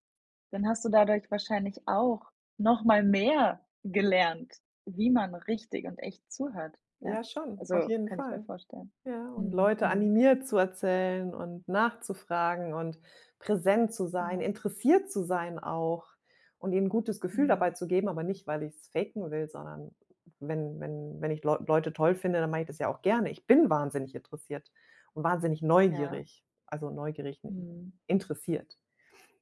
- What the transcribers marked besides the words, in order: other background noise; stressed: "bin"
- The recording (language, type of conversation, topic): German, podcast, Woran merkst du, dass dir jemand wirklich zuhört?